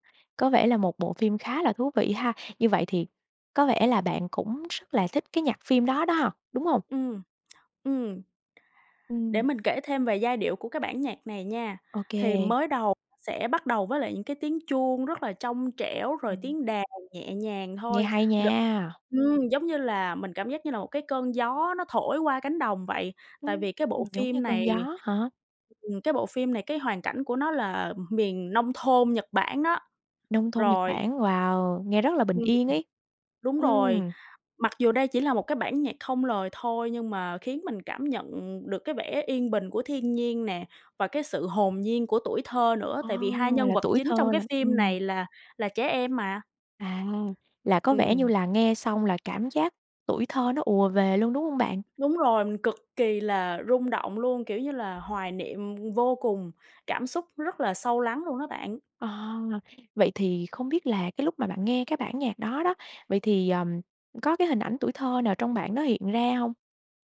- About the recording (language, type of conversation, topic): Vietnamese, podcast, Bạn có nhớ lần đầu tiên nghe một bản nhạc khiến bạn thật sự rung động không?
- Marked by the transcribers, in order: tsk; tapping; unintelligible speech; other background noise